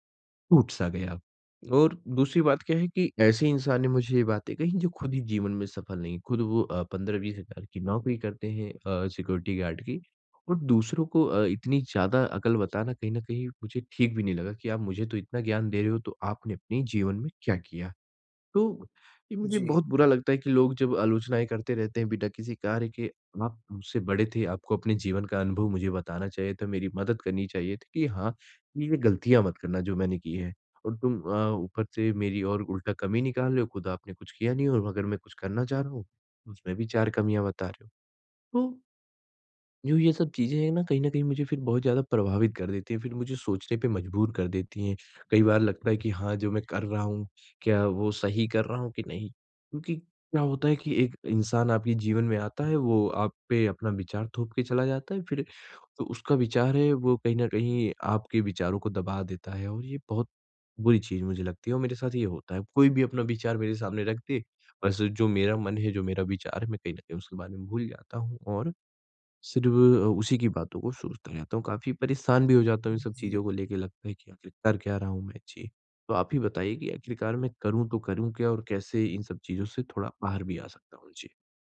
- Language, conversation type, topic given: Hindi, advice, आप बाहरी आलोचना के डर को कैसे प्रबंधित कर सकते हैं?
- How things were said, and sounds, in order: in English: "सिक्योरिटी गार्ड"